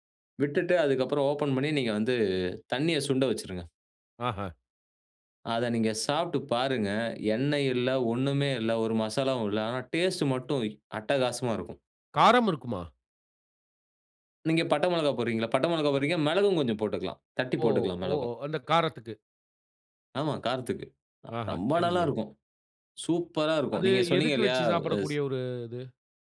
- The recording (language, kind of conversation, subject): Tamil, podcast, உணவின் வாசனை உங்கள் உணர்வுகளை எப்படித் தூண்டுகிறது?
- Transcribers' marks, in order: none